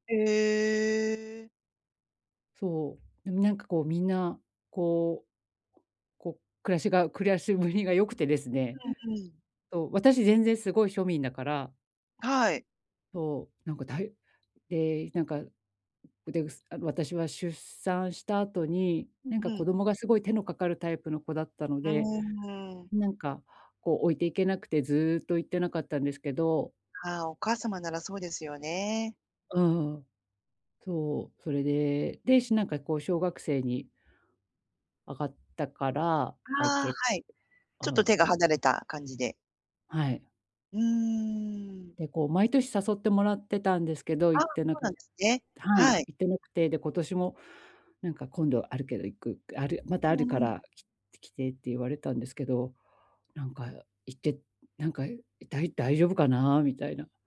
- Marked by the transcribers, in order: other background noise; tapping
- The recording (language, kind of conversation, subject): Japanese, advice, 友人の集まりで孤立しないためにはどうすればいいですか？
- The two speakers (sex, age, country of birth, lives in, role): female, 45-49, Japan, Japan, user; female, 50-54, Japan, Japan, advisor